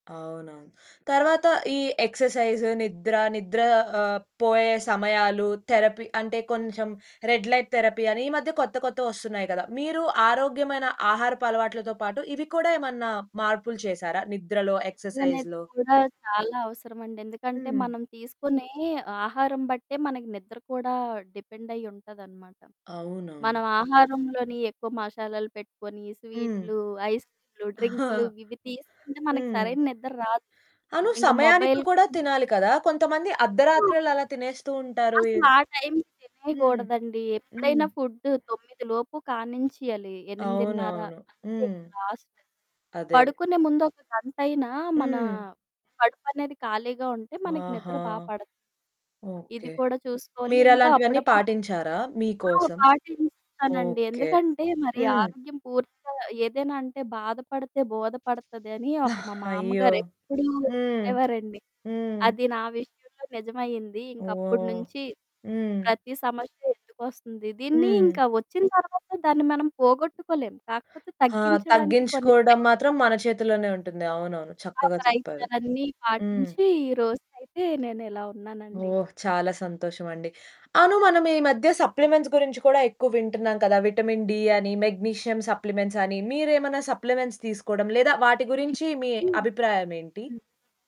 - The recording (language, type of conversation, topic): Telugu, podcast, ఆరోగ్యకరమైన ఆహారపు అలవాట్లు రికవరీ ప్రక్రియకు ఎలా తోడ్పడతాయి?
- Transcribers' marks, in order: in English: "ఎక్సర్‌సైజ్"; in English: "థెరపీ"; in English: "రెడ్ లైట్ థెరపీ"; other background noise; in English: "ఎక్సర్‌సైజ్‌లో"; distorted speech; chuckle; in English: "మొబైల్"; in English: "లాస్ట్"; chuckle; in English: "సప్లిమెంట్స్"; in English: "విటమిన్ డి"; in English: "మెగ్నీషియం సప్లిమెంట్స్"; in English: "సప్లిమెంట్స్"